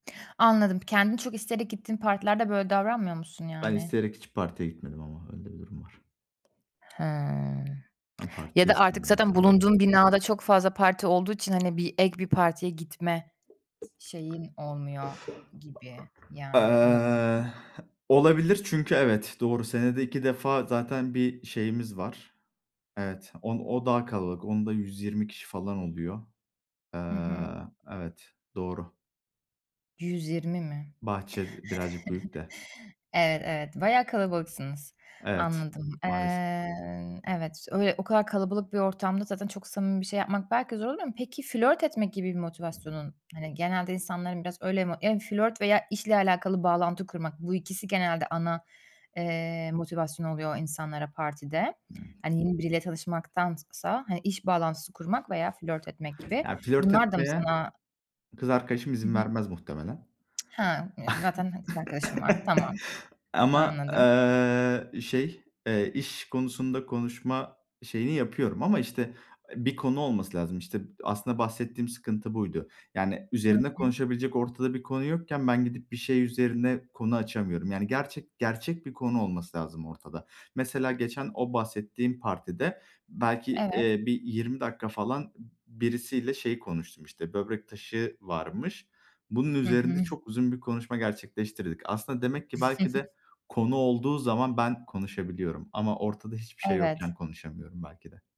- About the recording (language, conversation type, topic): Turkish, advice, Kutlamalarda kendimi yalnız ve dışlanmış hissettiğimde ne yapmalıyım?
- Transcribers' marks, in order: other background noise; tapping; unintelligible speech; swallow; chuckle; chuckle; chuckle